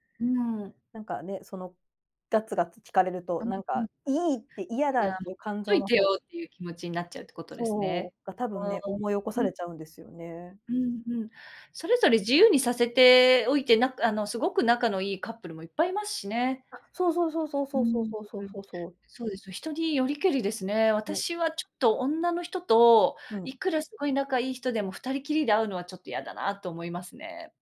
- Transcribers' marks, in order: unintelligible speech
- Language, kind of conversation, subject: Japanese, unstructured, 恋人に束縛されるのは嫌ですか？